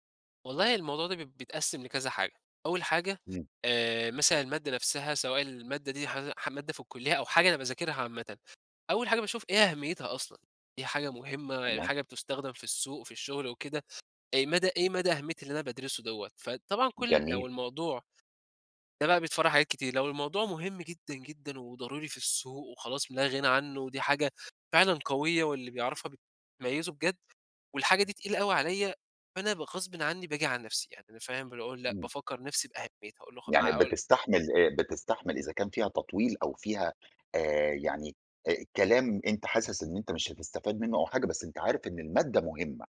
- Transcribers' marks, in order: none
- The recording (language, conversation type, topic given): Arabic, podcast, إزاي بتتعامل مع الإحساس إنك بتضيّع وقتك؟